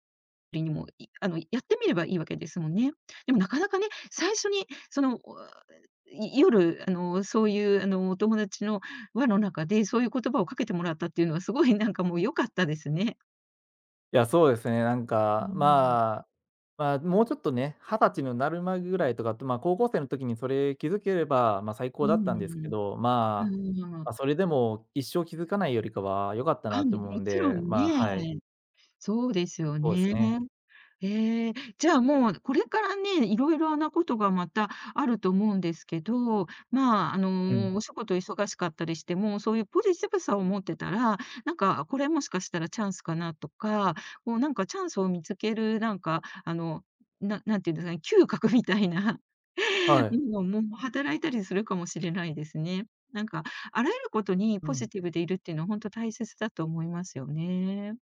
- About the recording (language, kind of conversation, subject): Japanese, podcast, 若い頃の自分に、今ならどんなことを伝えたいですか？
- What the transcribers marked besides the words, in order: groan